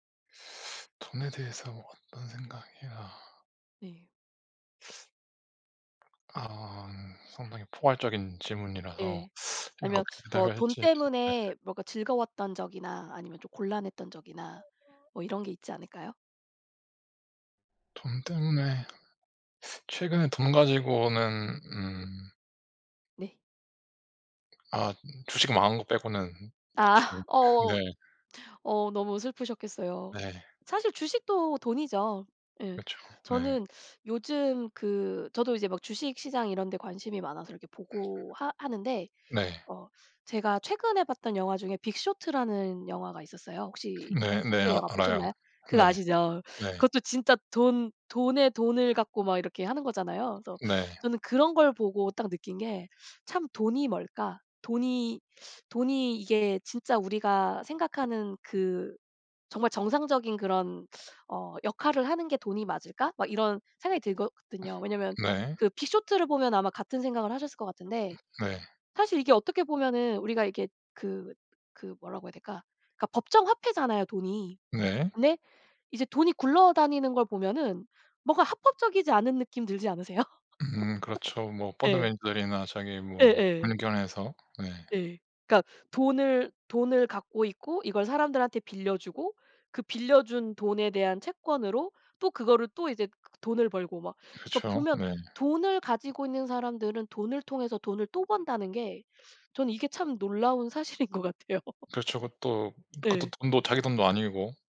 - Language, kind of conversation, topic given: Korean, unstructured, 돈에 관해 가장 놀라운 사실은 무엇인가요?
- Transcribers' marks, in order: teeth sucking; teeth sucking; other background noise; teeth sucking; tapping; teeth sucking; other noise; laugh; laughing while speaking: "사실인 것 같아요"